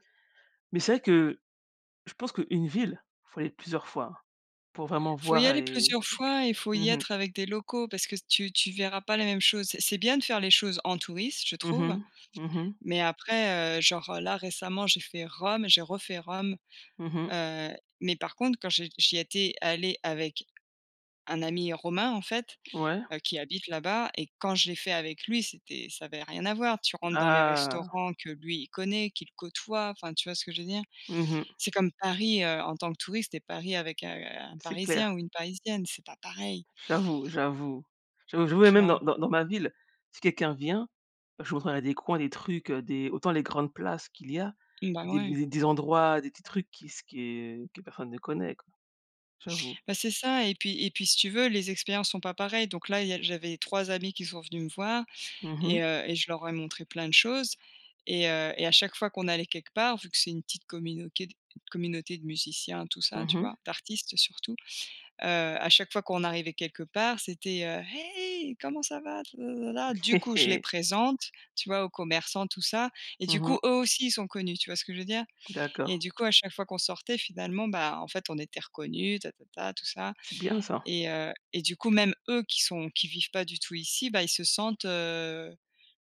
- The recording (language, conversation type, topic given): French, unstructured, Comment as-tu rencontré ta meilleure amie ou ton meilleur ami ?
- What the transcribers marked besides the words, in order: tapping; other background noise; "communauté-" said as "communauqué"; joyful: "Hé hé !"